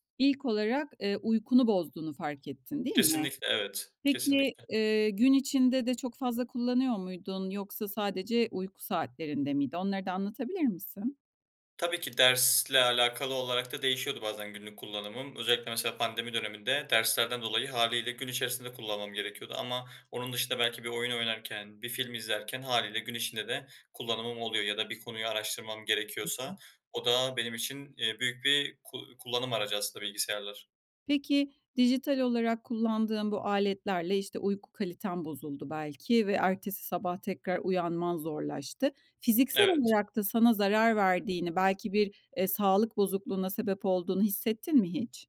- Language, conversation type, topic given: Turkish, podcast, Dijital dikkat dağıtıcılarla başa çıkmak için hangi pratik yöntemleri kullanıyorsun?
- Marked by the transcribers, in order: other background noise; tapping